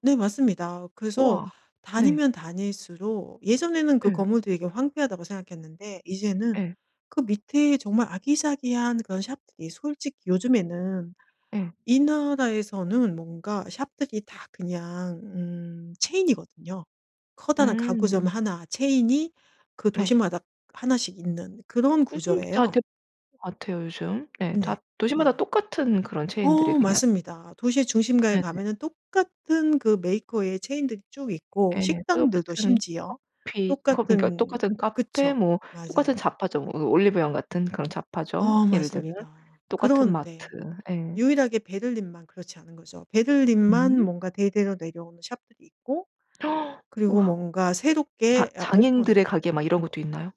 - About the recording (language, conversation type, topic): Korean, podcast, 일에 지칠 때 주로 무엇으로 회복하나요?
- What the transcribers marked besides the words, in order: in English: "shop들이"; in English: "shop들이"; in English: "shop들이"; gasp